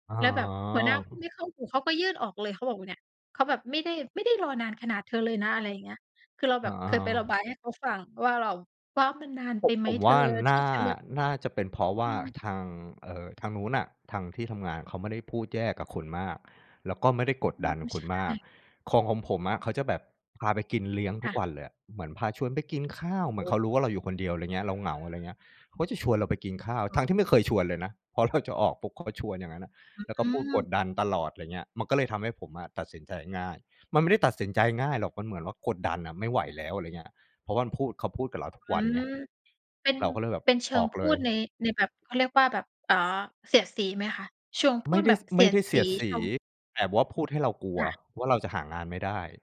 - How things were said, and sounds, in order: other background noise
- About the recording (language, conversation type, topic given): Thai, podcast, เล่าให้ฟังหน่อยได้ไหมว่าทำไมคุณถึงตัดสินใจเปลี่ยนงานครั้งใหญ่?